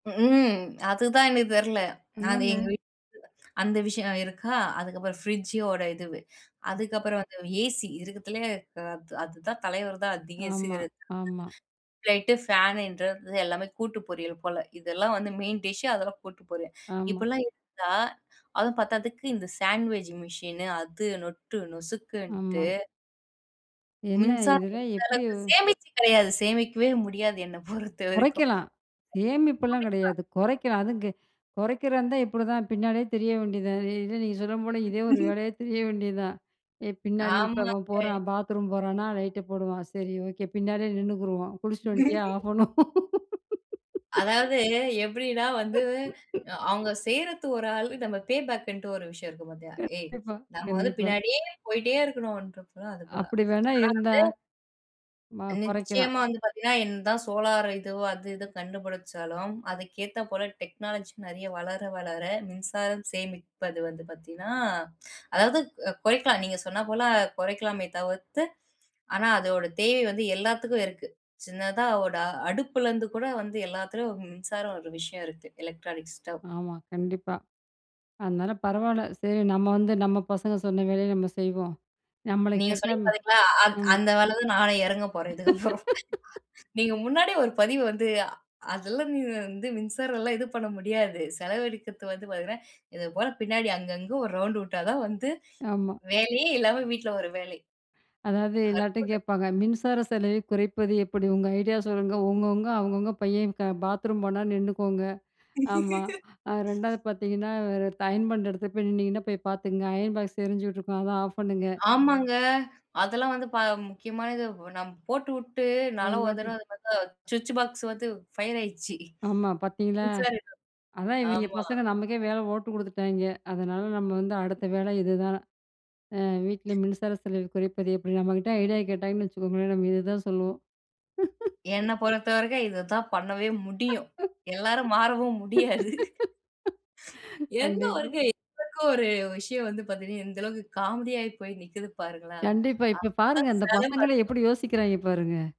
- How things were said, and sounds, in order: drawn out: "ம்"; other noise; unintelligible speech; in English: "சாண்ட்வேஜ் மிஷின்"; other background noise; laughing while speaking: "பொறுத்தவரைக்கும்"; unintelligible speech; laugh; laugh; laugh; in English: "பே பேக்ன்ட்டு"; laughing while speaking: "கண்டிப்பா"; in English: "டெக்னாலஜி"; laugh; laughing while speaking: "இதுக்கு அப்புறம்"; laugh; unintelligible speech; unintelligible speech; laugh; laugh; laughing while speaking: "முடியாது"
- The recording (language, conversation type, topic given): Tamil, podcast, வீட்டிலேயே மின்சாரச் செலவை எப்படி குறைக்கலாம்?